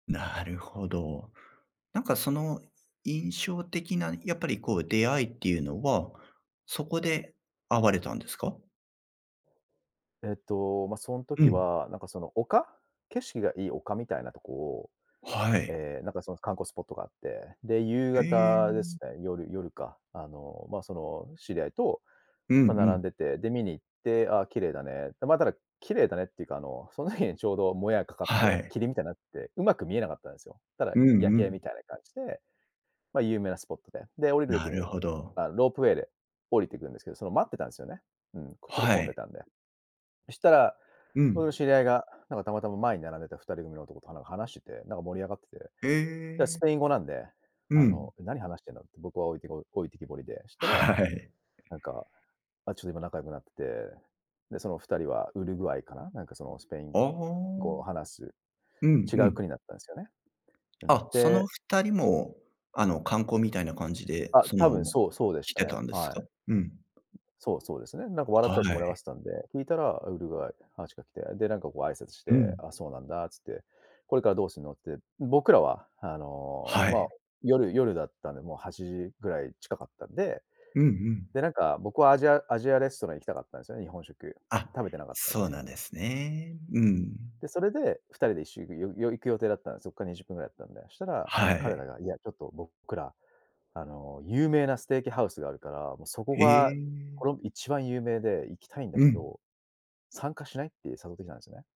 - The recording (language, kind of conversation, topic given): Japanese, podcast, 旅先での印象深い出会いについて話してくれる？
- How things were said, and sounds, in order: laughing while speaking: "はい"; other noise; tapping